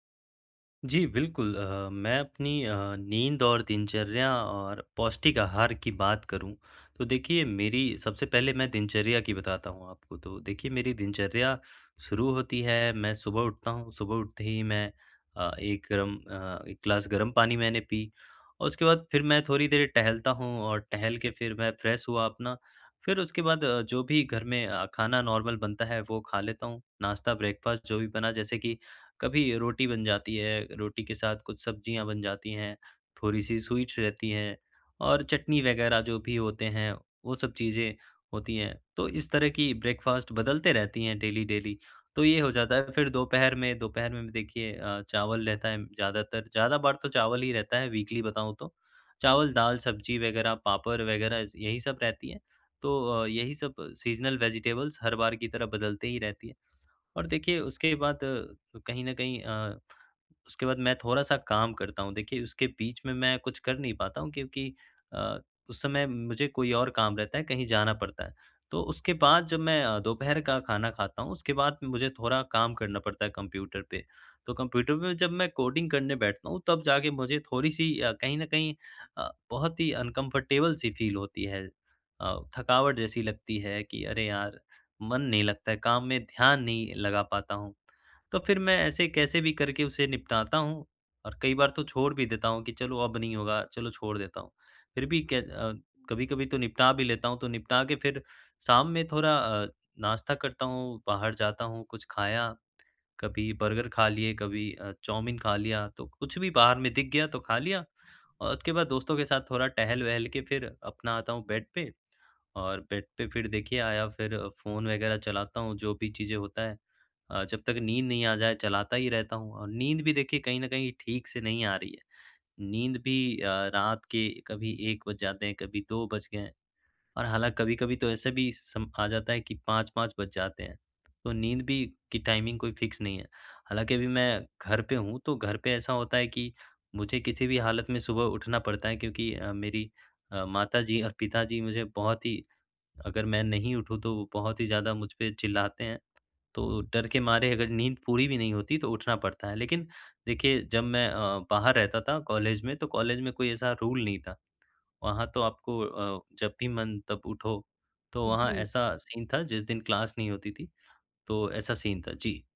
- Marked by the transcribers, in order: in English: "फ्रेश"; in English: "नॉर्मल"; in English: "ब्रेकफ़ास्ट"; in English: "स्वीट्स"; in English: "ब्रेकफ़ास्ट"; in English: "डेली-डेली"; in English: "वीकली"; in English: "सीज़नल वेजिटेबल्स"; tapping; in English: "अनकम्फ़र्टेबल"; in English: "फ़ील"; other background noise; in English: "बेड"; in English: "बेड"; in English: "टाइमिंग"; in English: "फ़िक्स"; in English: "रूल"; in English: "सीन"; in English: "क्लास"; in English: "सीन"
- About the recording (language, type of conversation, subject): Hindi, advice, आपको काम के दौरान थकान और ऊर्जा की कमी कब से महसूस हो रही है?